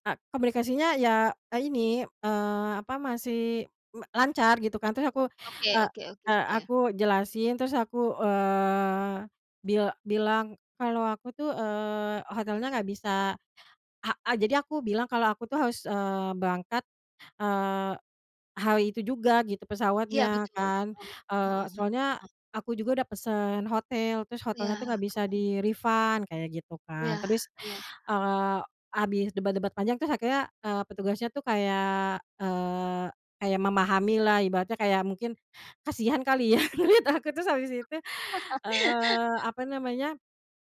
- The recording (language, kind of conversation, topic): Indonesian, podcast, Pernah tersesat saat jalan-jalan, pelajaran apa yang kamu dapat?
- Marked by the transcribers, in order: other noise; in English: "di-refund"; laughing while speaking: "menurut aku"; laugh